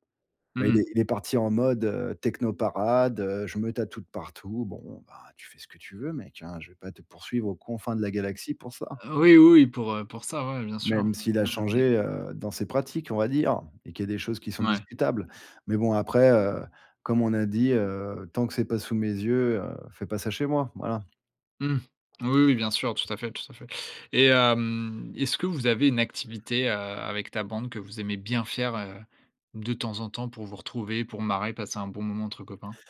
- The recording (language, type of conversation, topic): French, podcast, Comment as-tu trouvé ta tribu pour la première fois ?
- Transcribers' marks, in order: other background noise